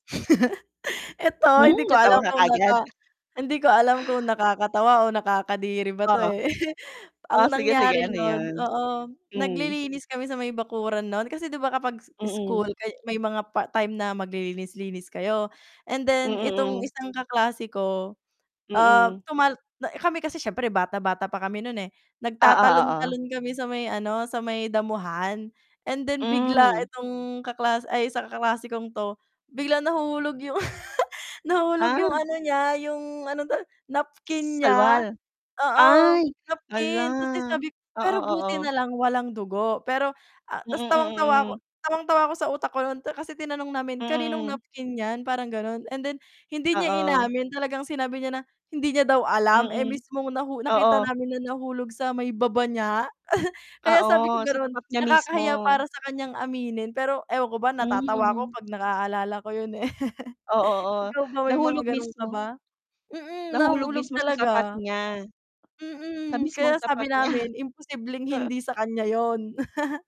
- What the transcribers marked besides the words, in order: static; chuckle; other background noise; chuckle; tapping; giggle; mechanical hum; chuckle; chuckle; chuckle
- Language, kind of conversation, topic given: Filipino, unstructured, May alaala ka ba mula sa paaralan na palaging nagpapangiti sa’yo?
- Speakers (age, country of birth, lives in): 18-19, Philippines, Philippines; 40-44, Philippines, Philippines